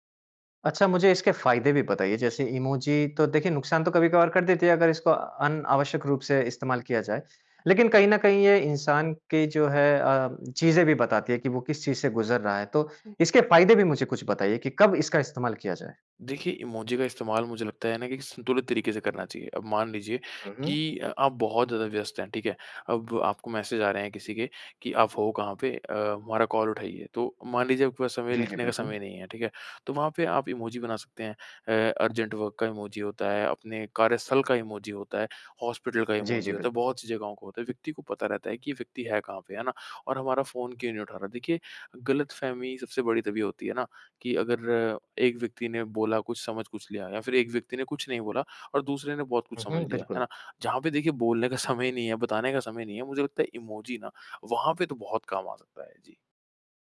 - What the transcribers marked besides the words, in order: tapping; in English: "कॉल"; in English: "अर्जेंट वर्क"; laughing while speaking: "समय"
- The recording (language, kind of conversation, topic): Hindi, podcast, टेक्स्ट संदेशों में गलतफहमियाँ कैसे कम की जा सकती हैं?